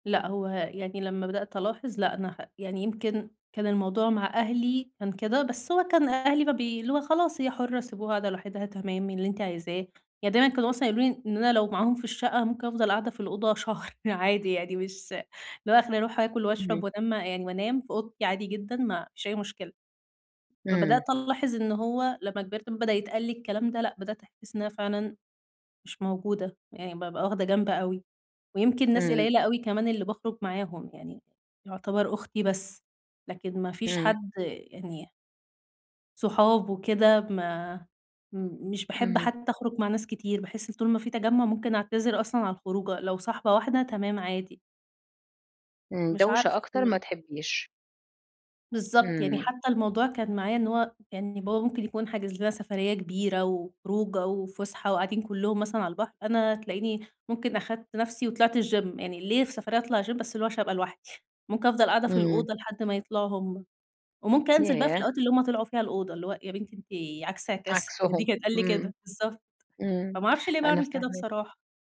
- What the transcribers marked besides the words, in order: laughing while speaking: "شهر"; tapping; in English: "الgym"; in English: "gym؟!"
- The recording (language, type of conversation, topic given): Arabic, advice, إزاي أتعامل مع إحساس العزلة في الإجازات والمناسبات؟